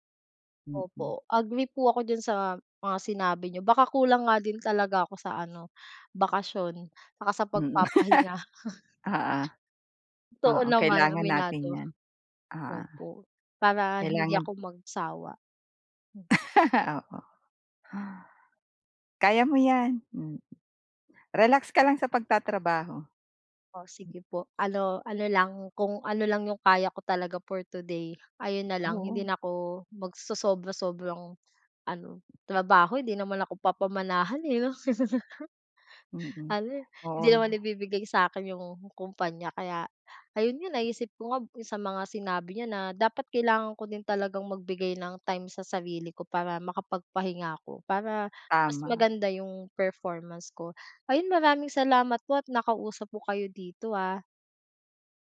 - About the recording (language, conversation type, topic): Filipino, advice, Paano ako makapagtatakda ng malinaw na hangganan sa oras ng trabaho upang maiwasan ang pagkasunog?
- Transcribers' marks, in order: other background noise; laugh; chuckle; laugh; sigh; chuckle